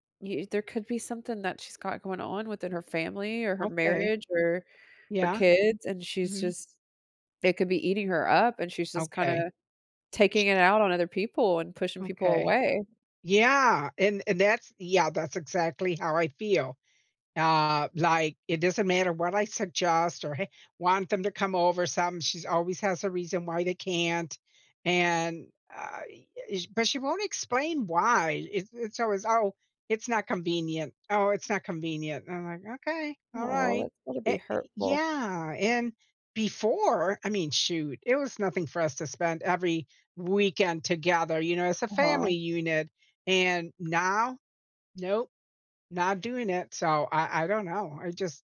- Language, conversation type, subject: English, advice, How do I address a friendship that feels one-sided?
- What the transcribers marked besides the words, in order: other background noise